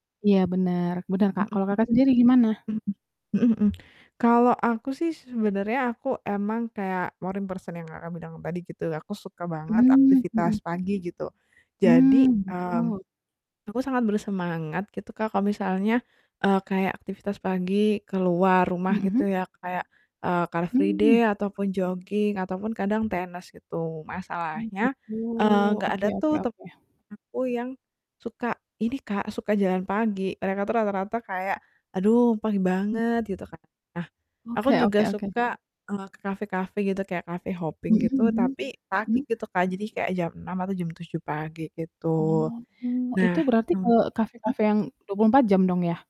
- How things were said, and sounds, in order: static; distorted speech; other background noise; in English: "morning person"; tapping; background speech; in English: "car free day"; mechanical hum; in English: "cafe hopping"
- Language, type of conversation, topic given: Indonesian, unstructured, Kebiasaan pagi apa yang paling membantumu memulai hari?